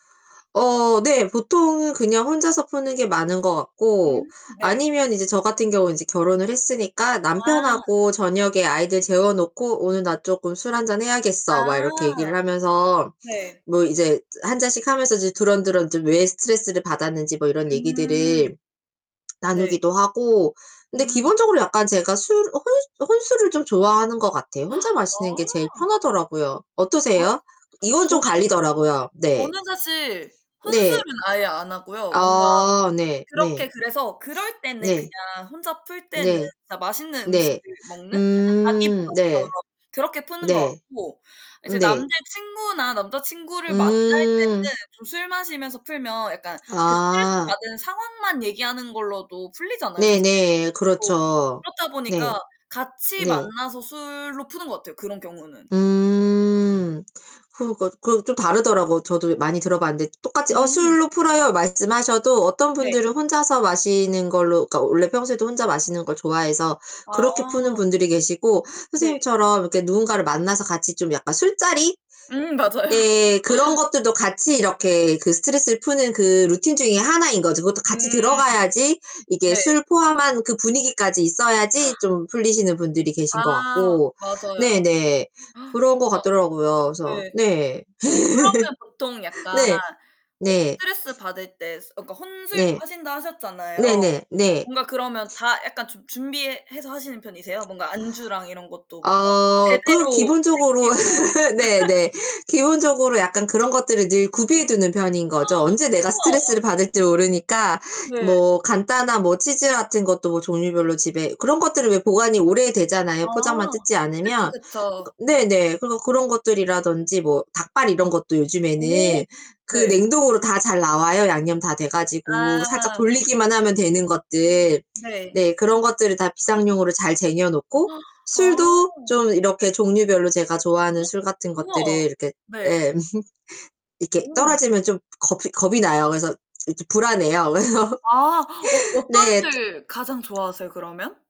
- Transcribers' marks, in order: distorted speech; other background noise; gasp; sniff; laugh; gasp; tapping; gasp; laugh; sniff; sniff; laugh; laugh; static; gasp; gasp; gasp; laugh; laughing while speaking: "그래서"; laugh
- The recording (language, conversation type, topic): Korean, unstructured, 스트레스가 심할 때 보통 어떻게 대처하시나요?